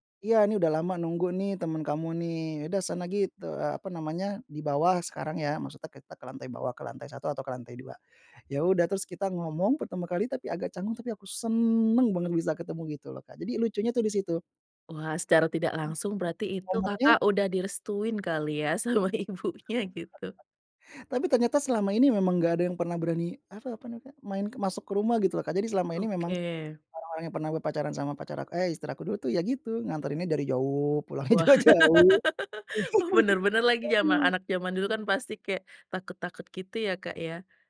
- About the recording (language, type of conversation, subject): Indonesian, podcast, Apa ritual akhir pekan yang selalu kamu tunggu-tunggu?
- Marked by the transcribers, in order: stressed: "seneng"; other background noise; laughing while speaking: "sama ibunya"; tapping; laughing while speaking: "Wah"; laugh; laughing while speaking: "pulangnya juga jauh"; laugh